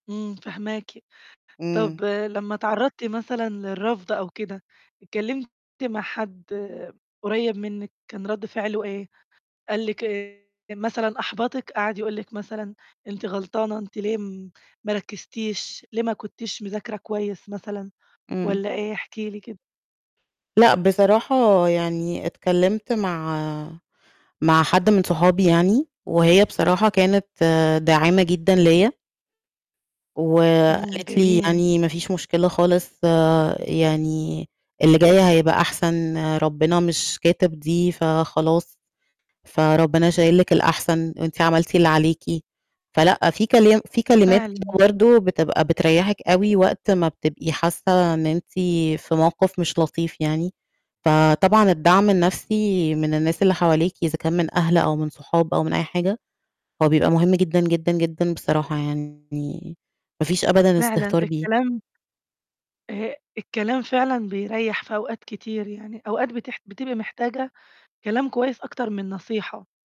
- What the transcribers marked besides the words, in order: distorted speech
- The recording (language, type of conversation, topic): Arabic, podcast, إزاي بتتعامل مع الفشل؟